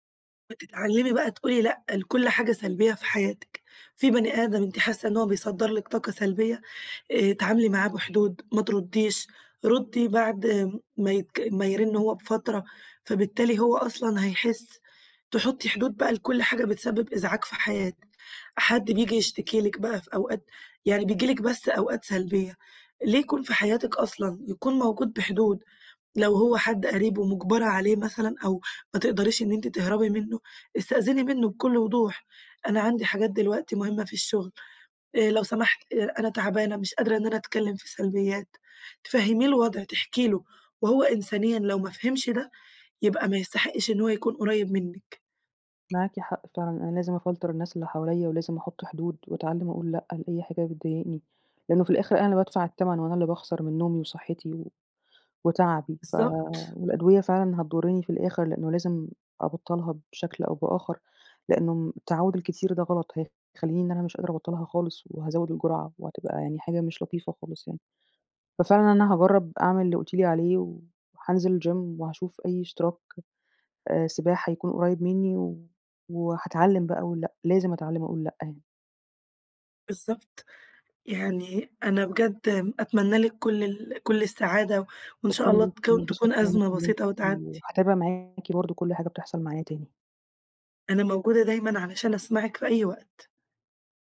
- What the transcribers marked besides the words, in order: in English: "أفلتر"; in English: "الGym"
- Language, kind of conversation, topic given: Arabic, advice, إزاي اعتمادك الزيادة على أدوية النوم مأثر عليك؟